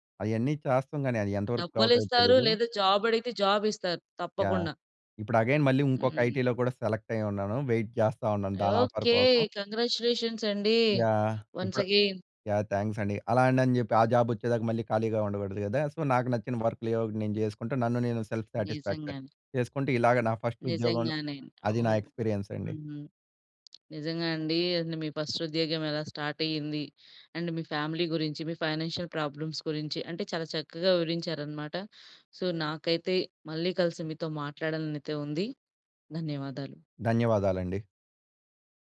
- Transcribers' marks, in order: in English: "జాబ్"; in English: "జాబ్"; in English: "అగైన్"; in English: "ఐటీలో"; in English: "సెలెక్ట్"; in English: "వెయిట్"; in English: "ఆఫర్"; in English: "కంగ్రాచులేషన్స్"; in English: "వన్స్ అగైన్"; in English: "థాంక్స్"; in English: "జాబ్"; in English: "సో"; in English: "సెల్ఫ్ సాటిస్ఫాక్షన్"; in English: "ఫస్ట్"; in English: "ఎక్స్పీరియన్స్"; tapping; in English: "ఫస్ట్"; in English: "స్టార్ట్"; in English: "అండ్"; in English: "ఫైనాన్షియల్ ప్రాబ్లమ్స్"; in English: "సో"
- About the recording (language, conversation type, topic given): Telugu, podcast, మీ కొత్త ఉద్యోగం మొదటి రోజు మీకు ఎలా అనిపించింది?